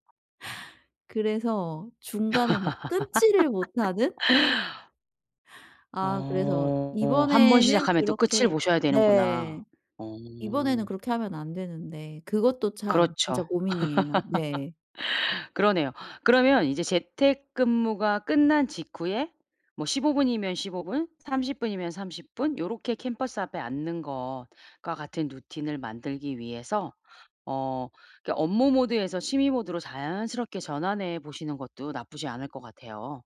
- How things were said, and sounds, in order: other background noise; laugh; laugh
- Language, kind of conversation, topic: Korean, advice, 일과 취미의 균형을 어떻게 잘 맞출 수 있을까요?